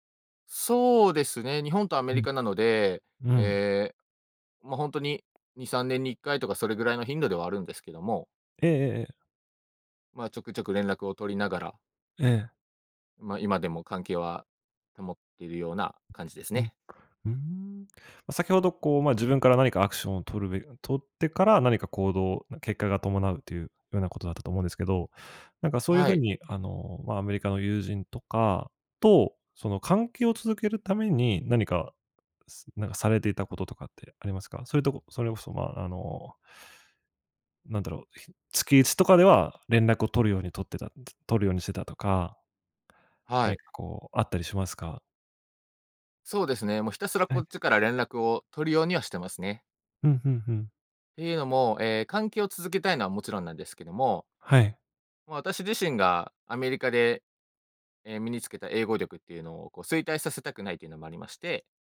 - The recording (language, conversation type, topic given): Japanese, podcast, 初めての一人旅で学んだことは何ですか？
- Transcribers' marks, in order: none